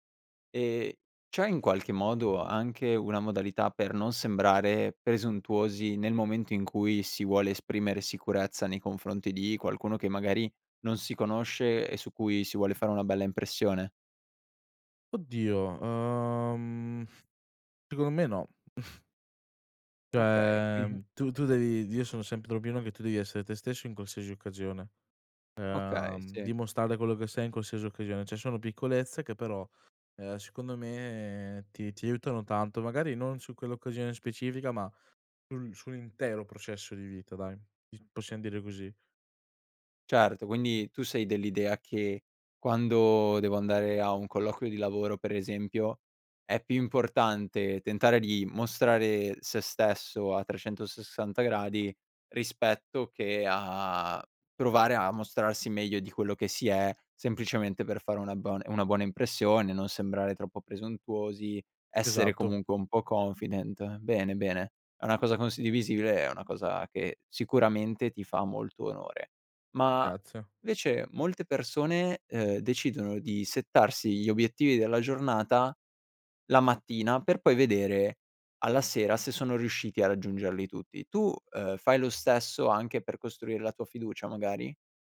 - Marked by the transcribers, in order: chuckle; laughing while speaking: "qui"; other background noise; in English: "confident"; "condivisibile" said as "consdivisibile"; "invece" said as "vece"; in English: "settarsi"; tapping
- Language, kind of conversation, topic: Italian, podcast, Come costruisci la fiducia in te stesso, giorno dopo giorno?